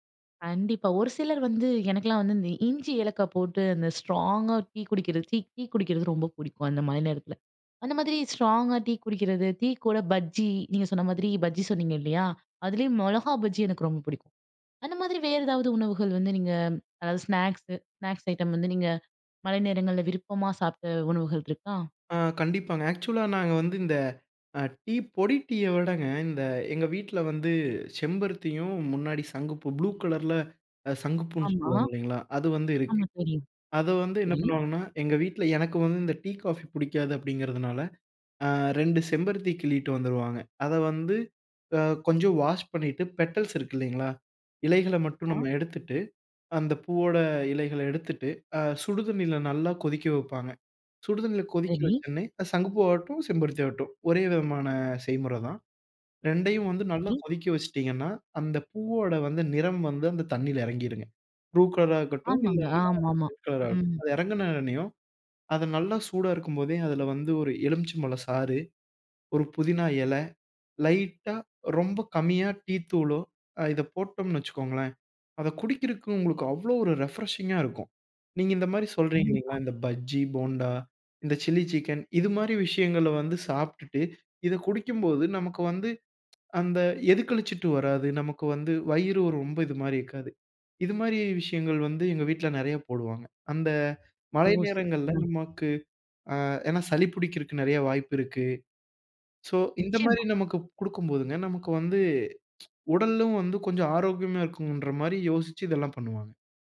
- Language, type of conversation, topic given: Tamil, podcast, மழைநாளில் உங்களுக்கு மிகவும் பிடிக்கும் சூடான சிற்றுண்டி என்ன?
- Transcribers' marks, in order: in English: "ஆக்சுவலா"; in English: "வாஷ்"; in English: "பெட்டல்ஸ்"; unintelligible speech; in English: "ரிப்ரஷிங்கா"; tsk